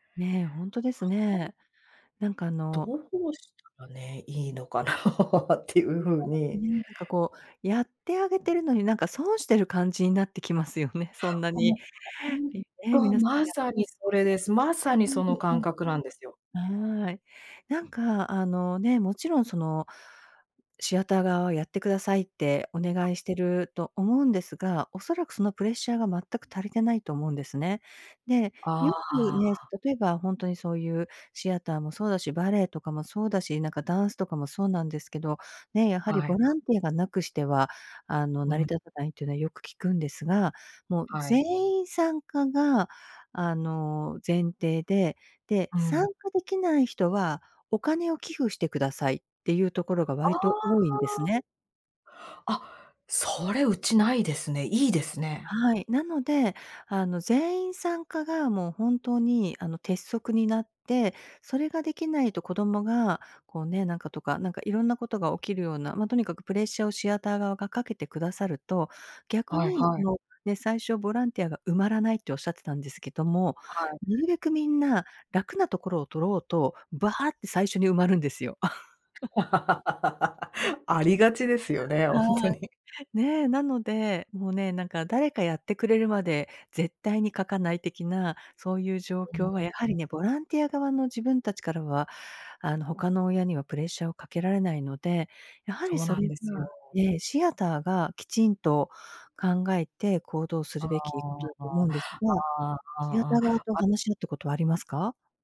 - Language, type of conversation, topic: Japanese, advice, チーム内で業務量を公平に配分するために、どのように話し合えばよいですか？
- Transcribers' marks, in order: laughing while speaking: "いいのかな"; laugh; unintelligible speech; other noise; other background noise; laugh; chuckle; laughing while speaking: "ほんとに"; unintelligible speech